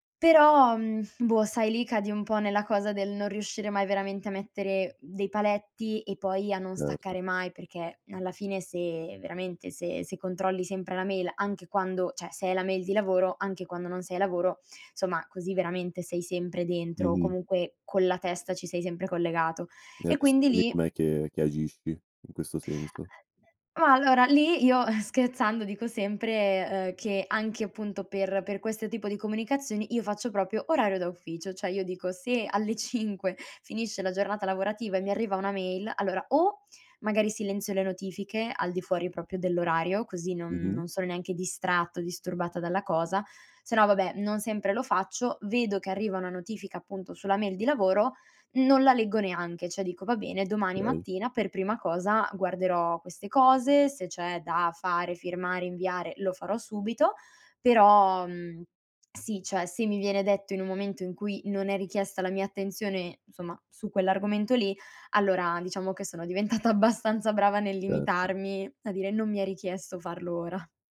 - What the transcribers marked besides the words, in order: "cioè" said as "ceh"; "insomma" said as "nsomma"; unintelligible speech; laughing while speaking: "eh"; laughing while speaking: "cinque"; "proprio" said as "propio"; "cioè" said as "ceh"; "Okay" said as "kay"; "insomma" said as "nsomma"; laughing while speaking: "diventata"
- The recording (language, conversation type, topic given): Italian, podcast, Come stabilisci i confini per proteggere il tuo tempo?